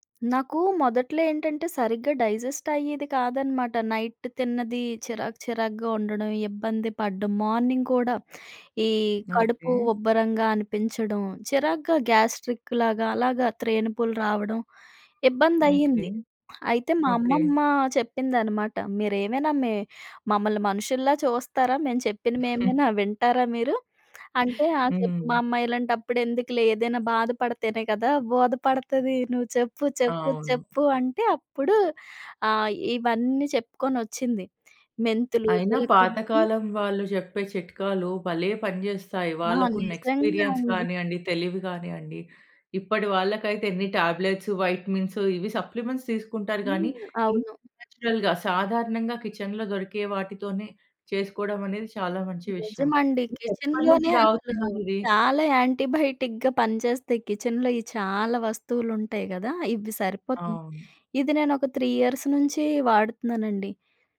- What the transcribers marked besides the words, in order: in English: "డైజెస్ట్"; in English: "నైట్"; in English: "మార్నింగ్"; lip smack; in English: "గ్యాస్ట్రిక్"; other noise; other background noise; in English: "ఎక్స్పీరియన్స్"; in English: "సప్లిమెంట్స్"; in English: "నేచురల్‌గా"; in English: "కిచెన్‌లో"; in English: "కిచెన్‌లోనే"; in English: "యాంటిబయోటిక్‌గా"; in English: "కిచెన్‌లో"; in English: "త్రీ ఇయర్స్"
- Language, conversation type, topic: Telugu, podcast, ప్రతిరోజు కాఫీ లేదా చాయ్ మీ దినచర్యను ఎలా మార్చేస్తుంది?